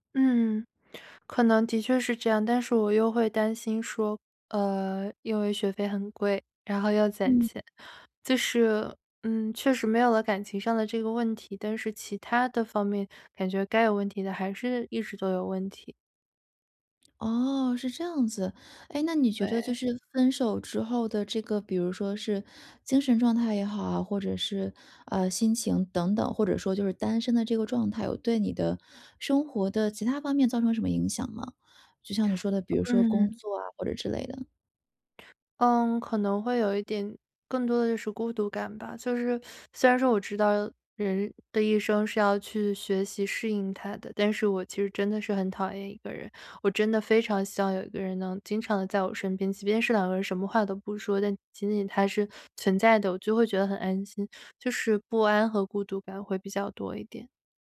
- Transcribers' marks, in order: none
- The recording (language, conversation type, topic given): Chinese, advice, 分手后我该如何开始自我修复并实现成长？